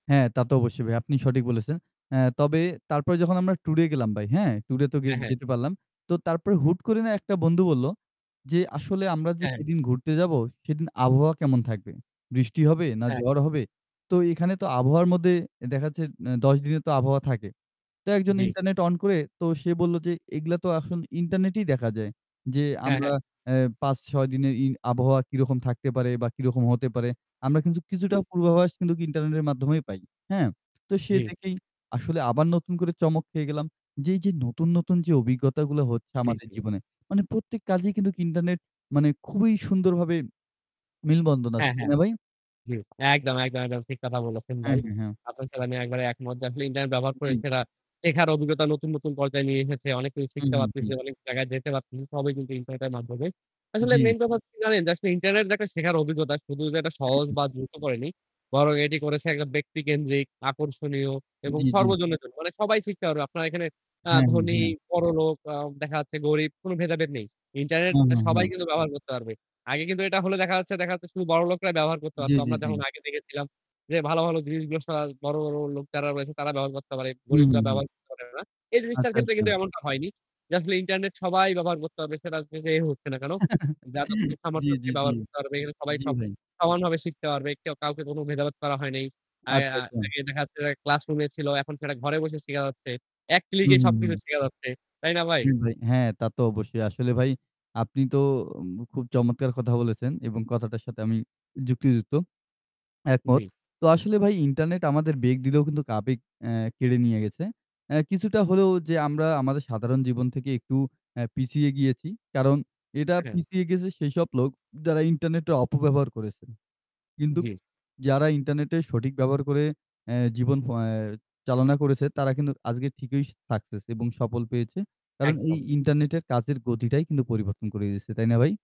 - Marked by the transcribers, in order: static; distorted speech; other background noise; tapping; "কিন্তু" said as "কিন্তুক"; swallow; chuckle
- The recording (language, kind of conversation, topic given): Bengali, unstructured, ইন্টারনেট কীভাবে আপনার শেখার অভিজ্ঞতা বদলে দিয়েছে?